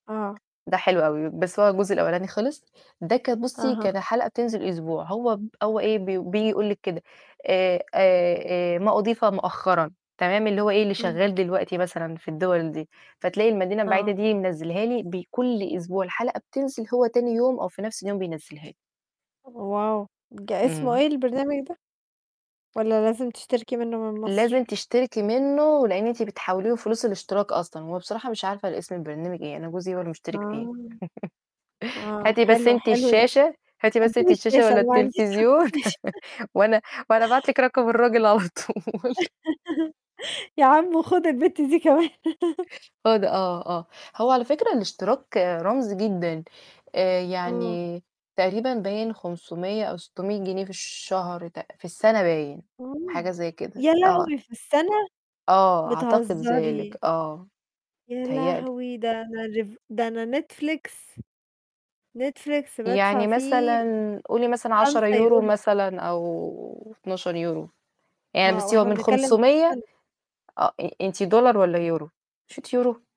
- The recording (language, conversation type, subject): Arabic, unstructured, إيه أحسن فيلم اتفرجت عليه قريب وليه عجبك؟
- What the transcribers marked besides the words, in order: tapping; other background noise; mechanical hum; distorted speech; laugh; laughing while speaking: "حتى شاشة"; laugh; laughing while speaking: "على طول"; laugh; laughing while speaking: "كمان"; chuckle; static